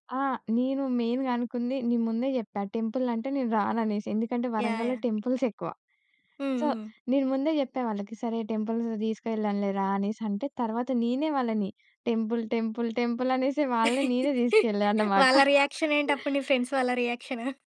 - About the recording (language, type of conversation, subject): Telugu, podcast, మీ జీవితాన్ని మార్చిన ప్రదేశం ఏది?
- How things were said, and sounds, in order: in English: "మెయిన్‌గా"; tapping; in English: "టెంపుల్స్"; in English: "సో"; in English: "టెంపుల్స్"; in English: "టెంపుల్, టెంపుల్, టెంపుల్"; laugh; in English: "ఫ్రెండ్స్"; chuckle